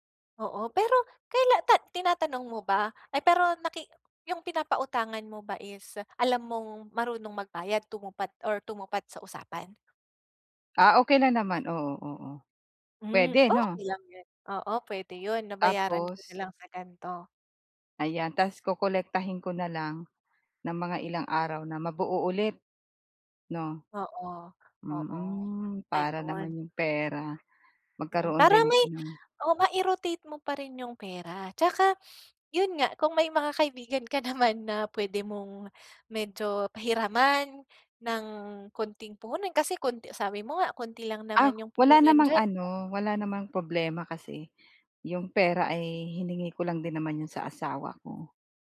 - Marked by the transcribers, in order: sniff; laughing while speaking: "naman"
- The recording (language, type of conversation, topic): Filipino, advice, Paano ko pamamahalaan at palalaguin ang pera ng aking negosyo?